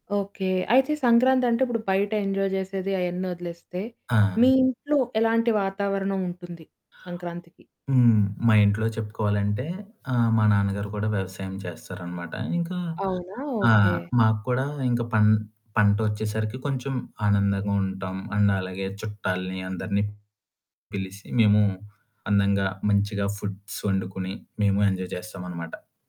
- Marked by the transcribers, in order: in English: "ఎంజాయ్"; in English: "అండ్"; in English: "ఫుడ్స్"; in English: "ఎంజాయ్"
- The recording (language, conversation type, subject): Telugu, podcast, పల్లెటూరు పండుగ లేదా జాతరలో పూర్తిగా మునిగిపోయిన ఒక రోజు అనుభవాన్ని మీరు వివరంగా చెప్పగలరా?